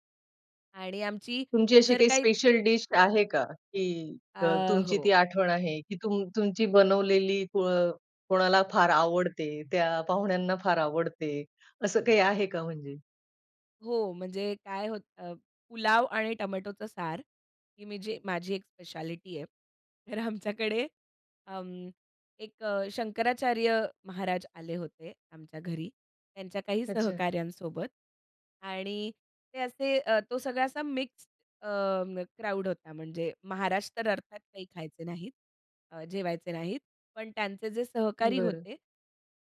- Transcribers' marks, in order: laughing while speaking: "तर आमच्याकडे"
- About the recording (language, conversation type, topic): Marathi, podcast, मेहमान आले तर तुम्ही काय खास तयार करता?